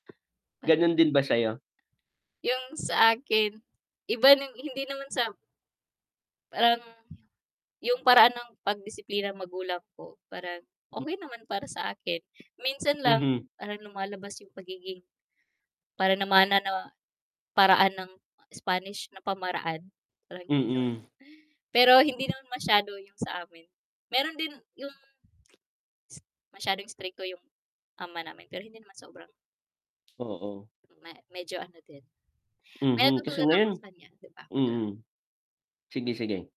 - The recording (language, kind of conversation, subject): Filipino, unstructured, Ano ang pinakamahalagang aral na natutunan mo mula sa iyong mga magulang?
- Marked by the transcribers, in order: static; other background noise; mechanical hum; inhale; lip smack; tapping; inhale